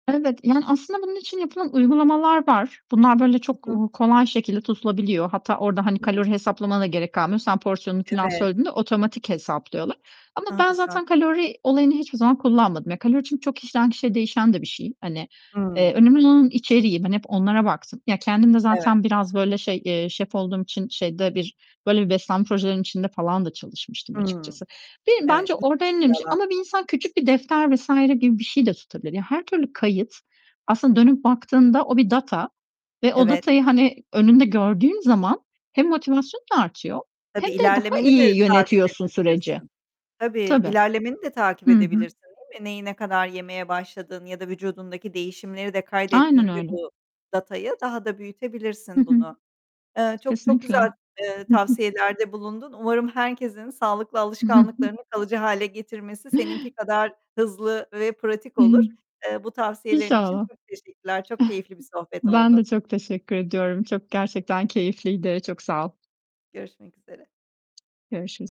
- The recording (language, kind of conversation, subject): Turkish, podcast, Sağlıklı alışkanlıkları kalıcı hale getirmek için ne tavsiye edersiniz?
- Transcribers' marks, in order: static; distorted speech; unintelligible speech; other noise; other background noise; chuckle